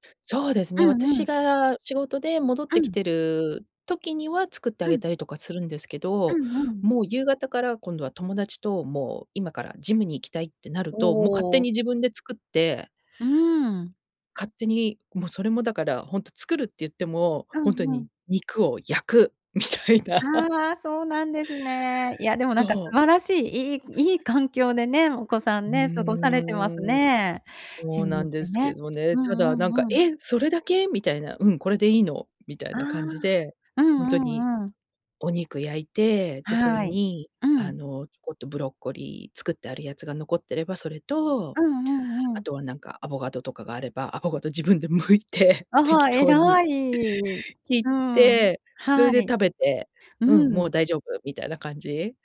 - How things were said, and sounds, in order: laughing while speaking: "みたいな"; other background noise; laughing while speaking: "アボガド自分で剥いて、適当に"
- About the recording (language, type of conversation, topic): Japanese, advice, 毎日の健康的な食事を習慣にするにはどうすればよいですか？